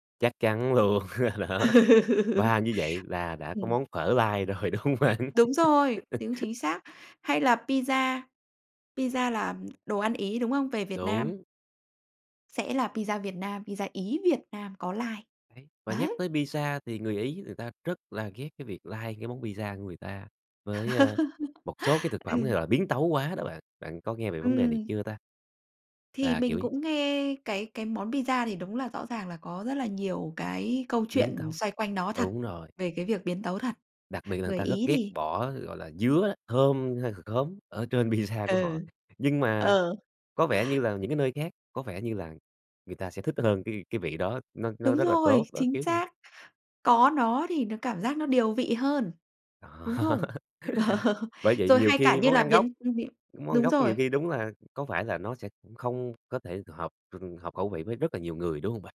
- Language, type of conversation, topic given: Vietnamese, podcast, Bạn nghĩ gì về các món ăn lai giữa các nền văn hóa?
- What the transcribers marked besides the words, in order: tapping; laugh; laughing while speaking: "đó"; laughing while speaking: "Ừ"; laughing while speaking: "rồi, đúng hông bạn?"; laugh; laugh; laughing while speaking: "Đó"; laugh; other background noise; unintelligible speech